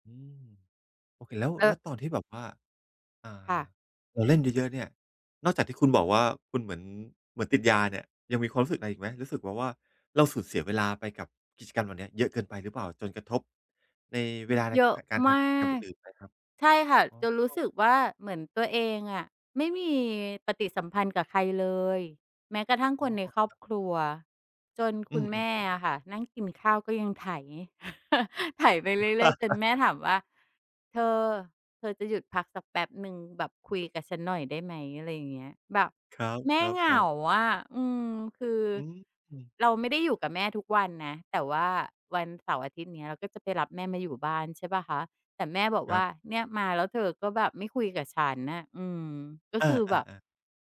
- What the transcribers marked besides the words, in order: other background noise; chuckle; chuckle; tapping
- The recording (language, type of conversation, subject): Thai, podcast, คุณเคยลองงดใช้อุปกรณ์ดิจิทัลสักพักไหม แล้วผลเป็นอย่างไรบ้าง?
- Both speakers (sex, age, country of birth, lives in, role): female, 45-49, Thailand, Thailand, guest; male, 45-49, Thailand, Thailand, host